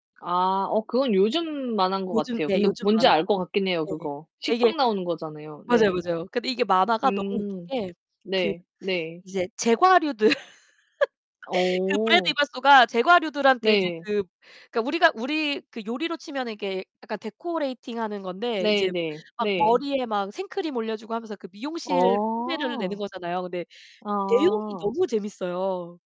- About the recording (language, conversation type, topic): Korean, unstructured, 어릴 때 가장 기억에 남았던 만화나 애니메이션은 무엇이었나요?
- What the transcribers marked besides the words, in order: other background noise; distorted speech; unintelligible speech; laughing while speaking: "제과류들"; laugh; tapping